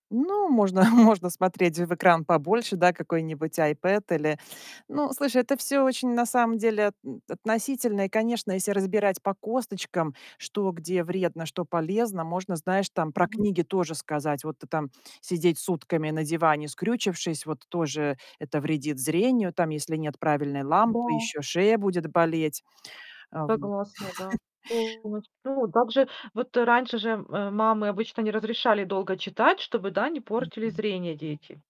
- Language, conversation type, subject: Russian, podcast, Как гаджеты повлияли на твою повседневную жизнь?
- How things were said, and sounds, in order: laughing while speaking: "можно"; tapping; other background noise; chuckle; unintelligible speech